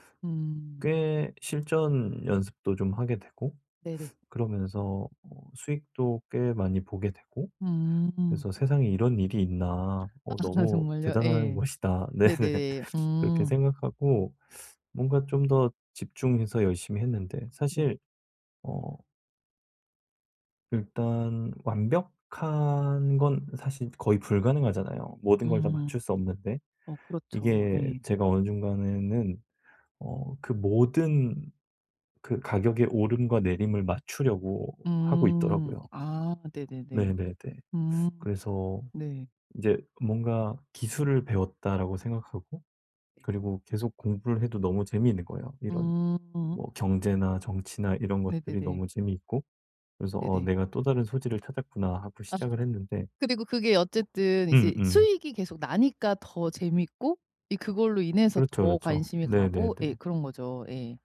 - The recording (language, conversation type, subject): Korean, advice, 실수를 배움으로 바꾸고 다시 도전하려면 어떻게 해야 할까요?
- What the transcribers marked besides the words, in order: tapping; laughing while speaking: "아"; laughing while speaking: "네네"; other background noise; laugh